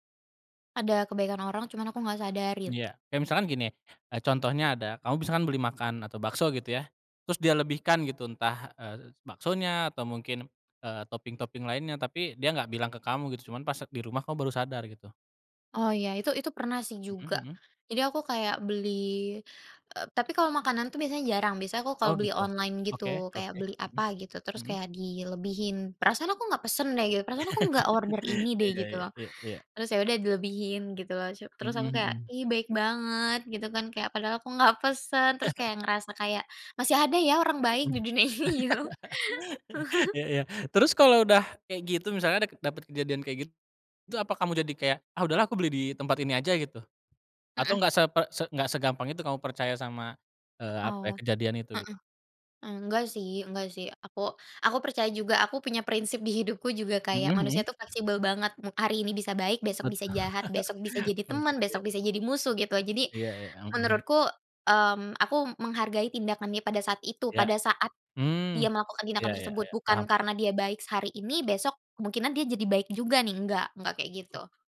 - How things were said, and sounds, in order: other background noise; in English: "topping-topping"; chuckle; chuckle; laugh; laughing while speaking: "ini gitu loh"; chuckle; chuckle
- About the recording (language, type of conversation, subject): Indonesian, podcast, Pernahkah kamu menerima kebaikan tak terduga dari orang asing, dan bagaimana ceritanya?